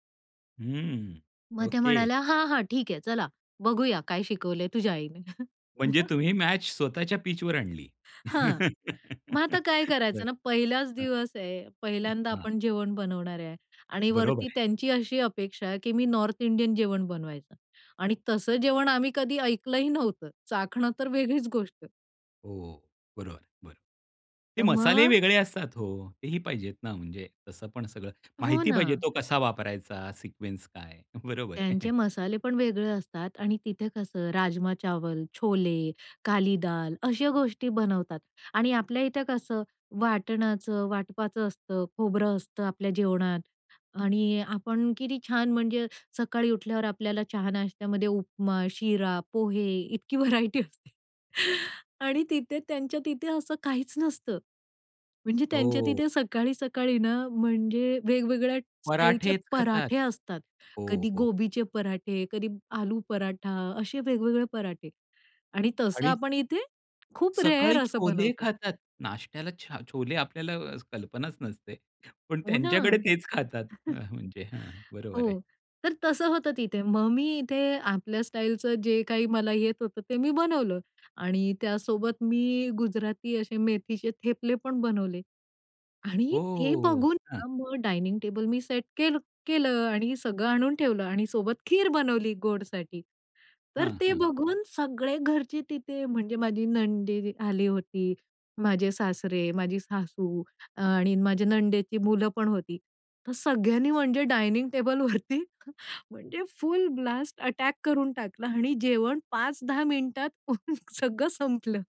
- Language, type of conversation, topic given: Marathi, podcast, कुटुंबातील प्रत्येक व्यक्तीची ‘प्रेमाची भाषा’ ओळखण्यासाठी तुम्ही काय करता?
- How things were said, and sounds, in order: laughing while speaking: "आईने? मग"; in English: "पिचवर"; laugh; in English: "नॉर्थ इंडियन"; in English: "सिक्वेन्स"; laughing while speaking: "बरोबर आहे"; laughing while speaking: "इतकी व्हरायटी असते आणि तिथे त्यांच्या तिथे"; in English: "स्टाईलचे"; in English: "रेअर"; chuckle; in English: "स्टाईलचं"; stressed: "आणि"; in English: "डायनिंग"; surprised: "हो"; drawn out: "हो"; in English: "सेट"; in English: "डायनिंग"; laughing while speaking: "टेबलवरती"; joyful: "फुल ब्लास्ट अटॅक करून टाकलं आणि जेवण पाच दहा मिनिटात सगळं संपलं"; in English: "फुल ब्लास्ट अटॅक"; laughing while speaking: "सगळं संपलं"